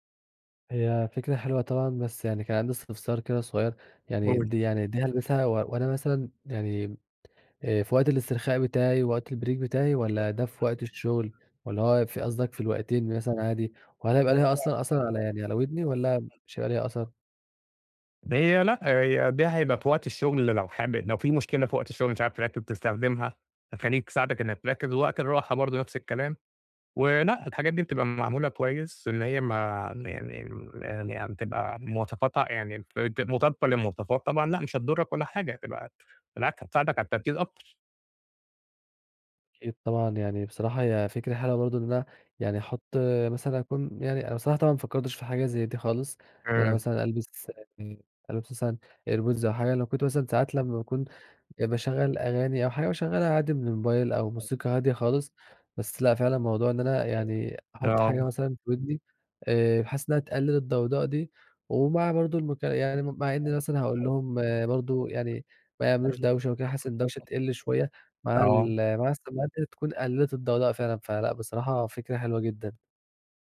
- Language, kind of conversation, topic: Arabic, advice, إزاي أقدر أسترخى في البيت مع الدوشة والمشتتات؟
- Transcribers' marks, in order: in English: "الbreak"; background speech; other background noise; in English: "airpods"; tapping